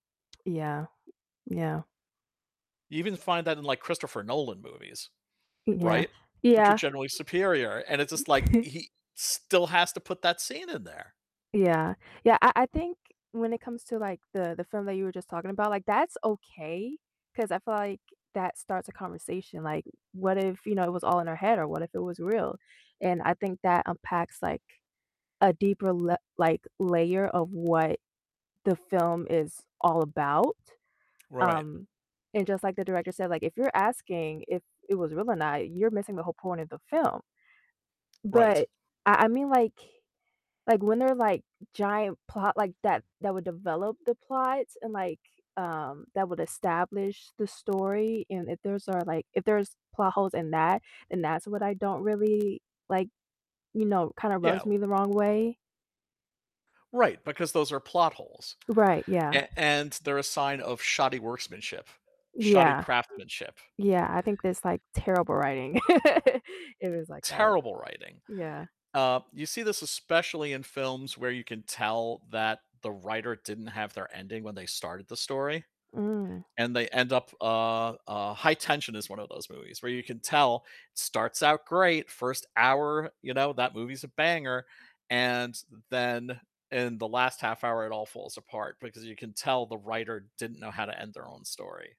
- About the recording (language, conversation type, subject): English, unstructured, How do you feel about movies that leave major questions unanswered—frustrated, intrigued, or both?
- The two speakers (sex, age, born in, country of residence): female, 20-24, United States, United States; male, 55-59, United States, United States
- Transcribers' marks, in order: other background noise; distorted speech; background speech; giggle; tapping; laugh